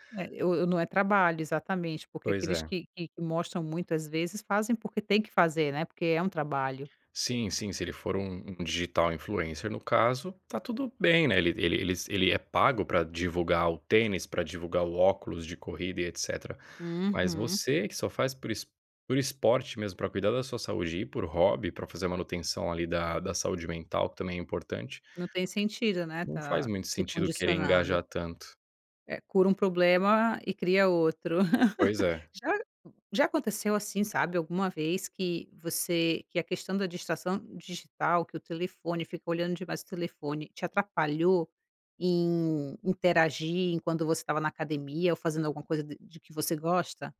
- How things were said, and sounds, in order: in English: "digital influencer"; tapping; laugh
- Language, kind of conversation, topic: Portuguese, podcast, Como você lida com distrações digitais enquanto trabalha em um hobby?